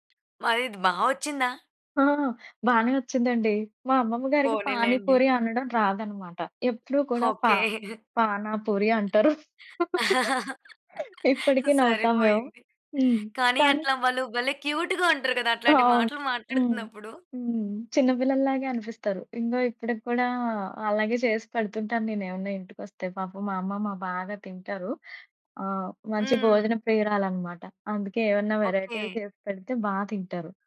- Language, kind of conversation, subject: Telugu, podcast, చిన్నప్పుడు కలుసుకున్న వృద్ధుడితో జరిగిన మాటలు ఇప్పటికీ మీకు గుర్తున్నాయా?
- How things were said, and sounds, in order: other background noise; chuckle; tapping